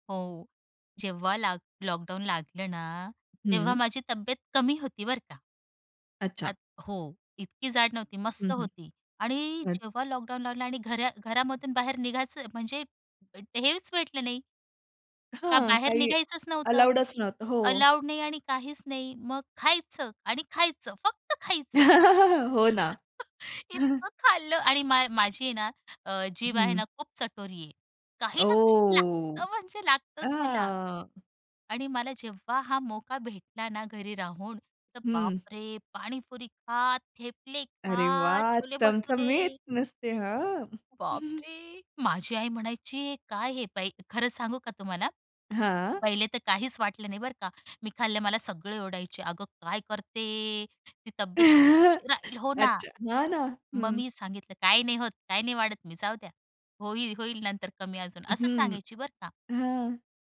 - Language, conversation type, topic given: Marathi, podcast, लहान सवयींमध्ये केलेले छोटे बदल तुमचे जीवन कसे बदलू शकतात?
- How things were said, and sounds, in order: tapping; laugh; chuckle; laughing while speaking: "इतकं खाल्लं"; chuckle; drawn out: "ओह! हां"; laughing while speaking: "चमचमीत नुसते, हां"; put-on voice: "बापरे!"; chuckle; chuckle